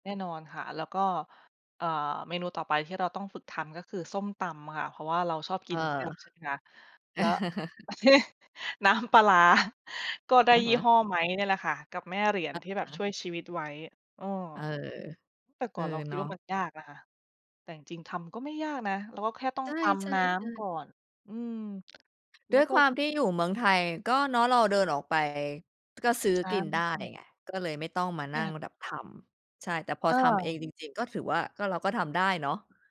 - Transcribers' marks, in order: laugh; tapping; laugh; laughing while speaking: "ร้า"; other background noise
- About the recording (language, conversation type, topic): Thai, podcast, คุณชอบอาหารริมทางแบบไหนที่สุด และเพราะอะไร?